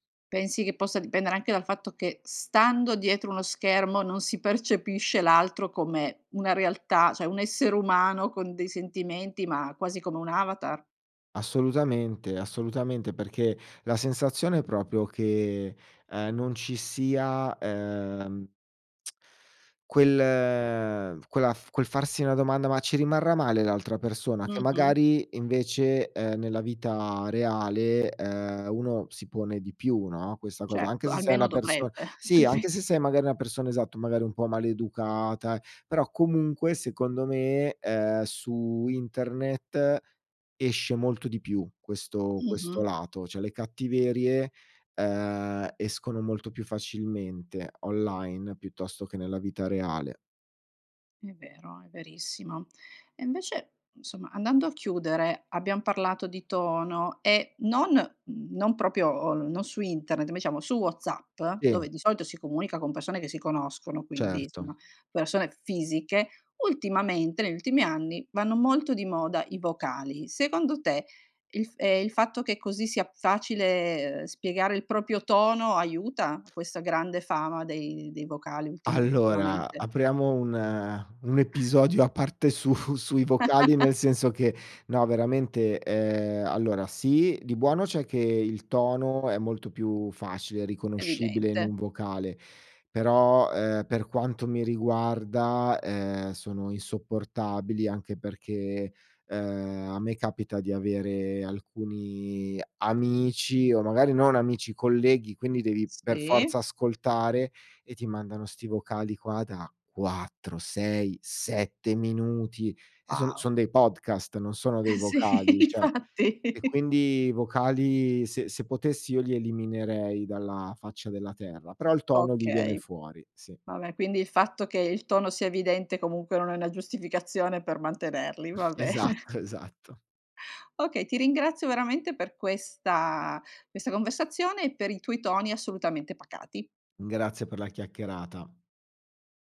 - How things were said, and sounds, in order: tongue click; chuckle; "cioè" said as "ceh"; "episodio" said as "eppisodio"; laugh; laughing while speaking: "Sì infatti"; chuckle
- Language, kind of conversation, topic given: Italian, podcast, Quanto conta il tono rispetto alle parole?
- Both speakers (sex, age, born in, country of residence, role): female, 45-49, Italy, Italy, host; male, 40-44, Italy, Italy, guest